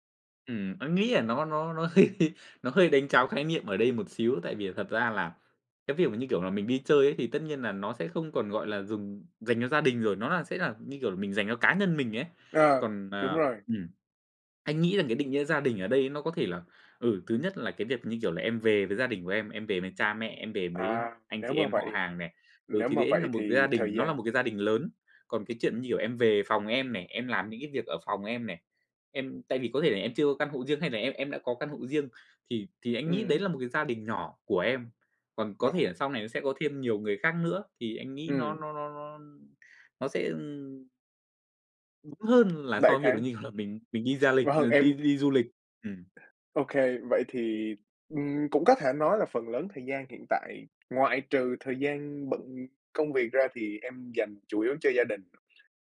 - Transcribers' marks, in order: laughing while speaking: "nó hơi"; tapping; other background noise
- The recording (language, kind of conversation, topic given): Vietnamese, podcast, Bạn sắp xếp thời gian giữa công việc và gia đình như thế nào?